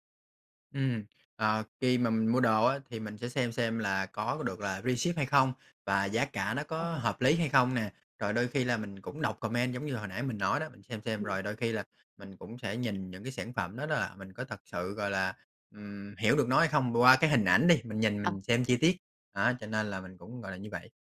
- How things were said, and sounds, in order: tapping; in English: "comment"
- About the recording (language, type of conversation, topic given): Vietnamese, podcast, Bạn có thể chia sẻ trải nghiệm mua sắm trực tuyến của mình không?